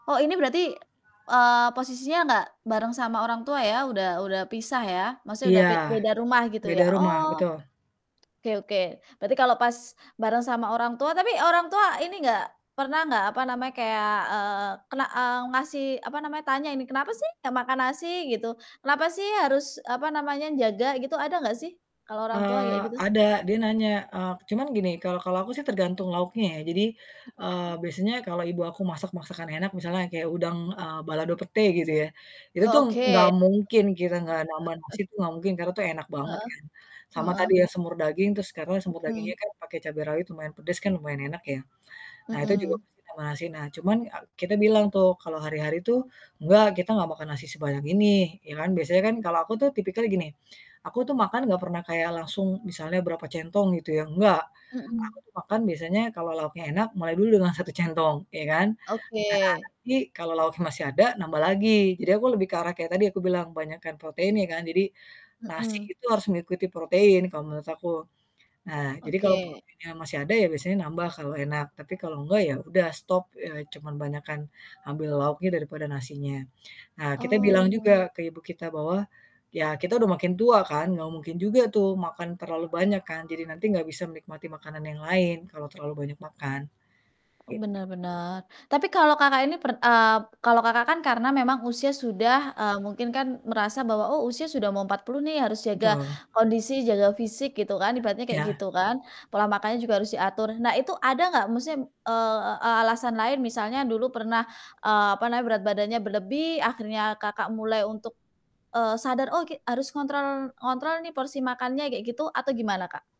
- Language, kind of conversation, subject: Indonesian, podcast, Bagaimana cara kamu mengatur porsi nasi setiap kali makan?
- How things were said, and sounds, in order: other background noise; distorted speech; chuckle; static; tapping